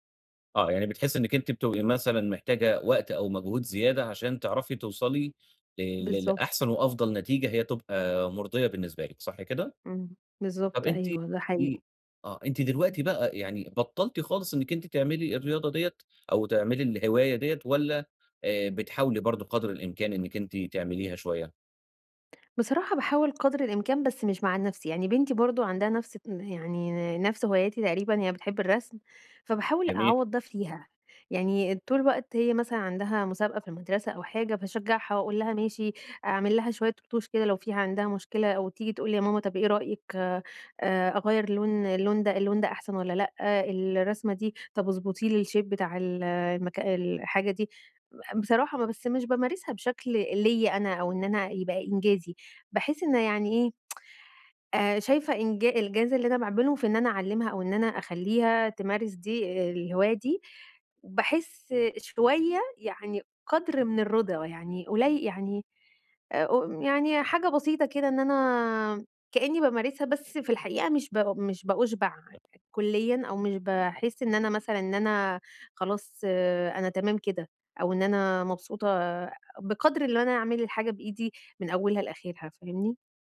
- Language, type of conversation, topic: Arabic, advice, إزاي أقدر أستمر في ممارسة هواياتي رغم ضيق الوقت وكتر الانشغالات اليومية؟
- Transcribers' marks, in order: in English: "الshape"; tsk; other background noise